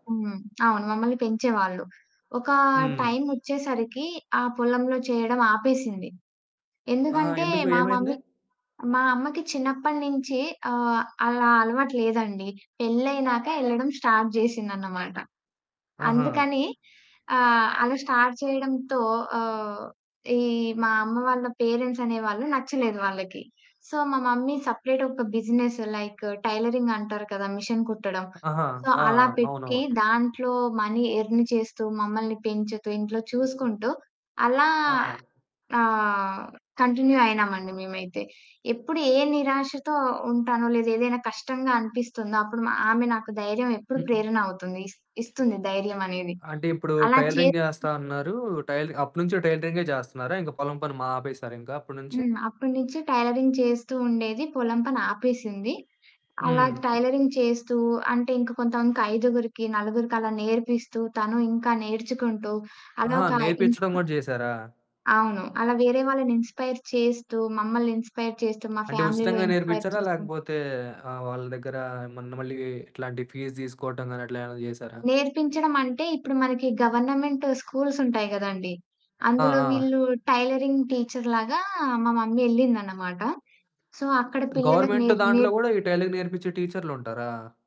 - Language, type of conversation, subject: Telugu, podcast, మీకు ప్రేరణనిచ్చే వ్యక్తి ఎవరు, ఎందుకు?
- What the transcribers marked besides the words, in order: other background noise; in English: "మమ్మీ"; in English: "స్టార్ట్"; in English: "స్టార్ట్"; in English: "పేరెంట్స్"; in English: "సో"; in English: "మమ్మీ సెపరేట్"; in English: "బిజినెస్"; in English: "టైలరింగ్"; in English: "మెషిన్"; in English: "సో"; in English: "మనీ ఎర్న్"; in English: "కంటిన్యూ"; lip smack; in English: "టైలరింగ్"; in English: "టైలరింగ్"; in English: "టైలరింగ్"; horn; in English: "టైలరింగ్"; in English: "ఇన్స్‌పై‌ర్"; in English: "ఇన్స్‌పై‌ర్"; in English: "ఫ్యామిలీలో ఇన్స్‌పై‌ర్"; tapping; in English: "ఫీస్"; in English: "గవర్నమెంట్"; in English: "టైలరింగ్ టీచర్"; in English: "మమ్మీ"; in English: "సో"; in English: "గవర్నమెంట్"; in English: "టైలరింగ్"